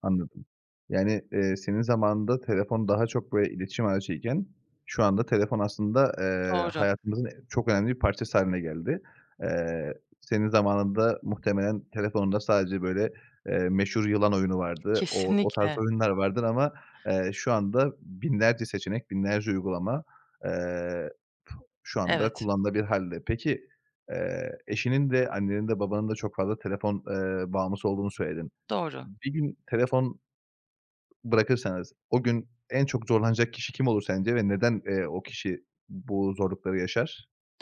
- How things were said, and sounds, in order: other background noise; other noise
- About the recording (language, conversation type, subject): Turkish, podcast, Telefon olmadan bir gün geçirsen sence nasıl olur?